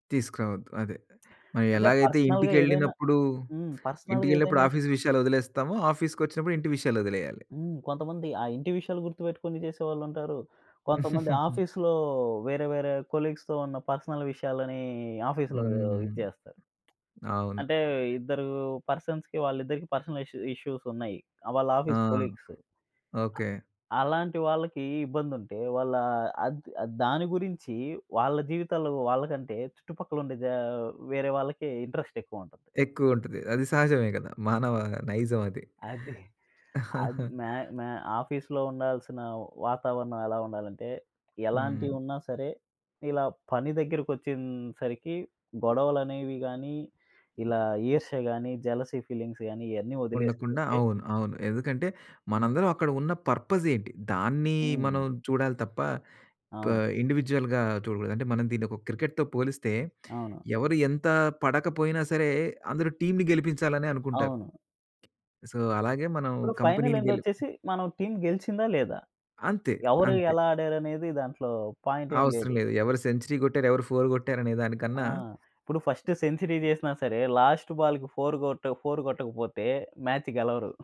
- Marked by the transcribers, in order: tapping; other background noise; in English: "పర్సనల్‌గా"; in English: "పర్సనల్‌గా"; in English: "ఆఫీస్"; chuckle; in English: "ఆఫీస్‌లో"; in English: "కొలీగ్స్‌తో"; in English: "పర్సనల్"; in English: "ఆఫీస్‌లో"; in English: "పర్సన్స్‌కి"; in English: "పర్సనల్ ఇష్యూ"; in English: "ఆఫీస్"; in English: "ఇంట్రెస్ట్"; chuckle; in English: "ఆఫీస్‌లో"; in English: "జెలసీ ఫీలింగ్స్"; in English: "పర్పస్"; in English: "ఇండివిడ్యుయల్‌గా"; in English: "క్రికెట్‌తో"; in English: "టీమ్‌ని"; in English: "సో"; in English: "ఫైనల్"; in English: "టీమ్"; in English: "పాయింట్"; in English: "ఫోర్"; in English: "ఫస్ట్"; in English: "లాస్ట్ బాల్‌కి ఫోర్"; in English: "ఫోర్"; in English: "మ్యాచ్"; chuckle
- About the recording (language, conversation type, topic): Telugu, podcast, సంతోషకరమైన కార్యాలయ సంస్కృతి ఏర్పడాలంటే అవసరమైన అంశాలు ఏమేవి?